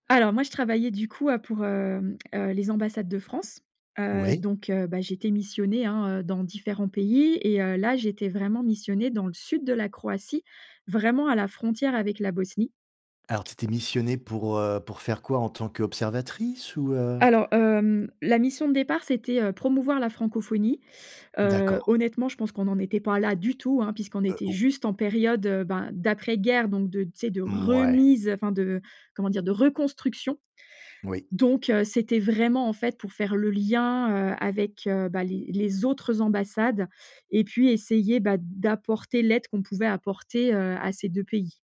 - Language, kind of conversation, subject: French, podcast, Peux-tu raconter une expérience d’hospitalité inattendue ?
- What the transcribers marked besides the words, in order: tapping; stressed: "qu'observatrice"; stressed: "juste"; stressed: "remise"